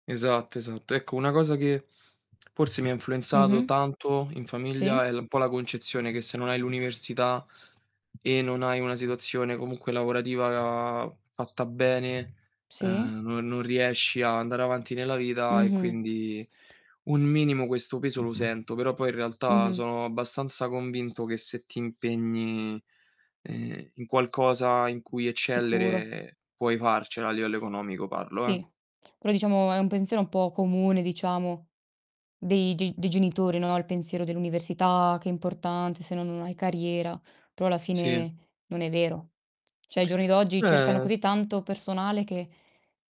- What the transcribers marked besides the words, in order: tapping; tsk; bird; "Cioè" said as "ceh"; distorted speech
- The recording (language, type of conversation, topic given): Italian, unstructured, In che modo la tua famiglia influenza le tue scelte?